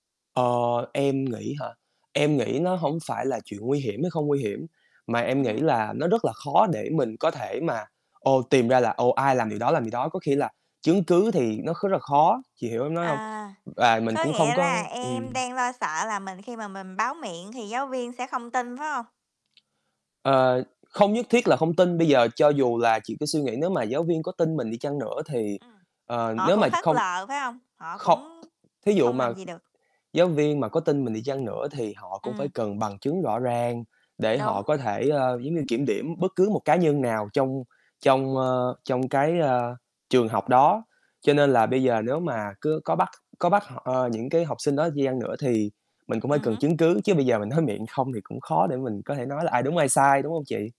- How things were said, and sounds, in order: tapping; other background noise; distorted speech
- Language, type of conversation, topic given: Vietnamese, unstructured, Nếu bạn có thể thay đổi một điều ở trường học của mình, bạn sẽ thay đổi điều gì?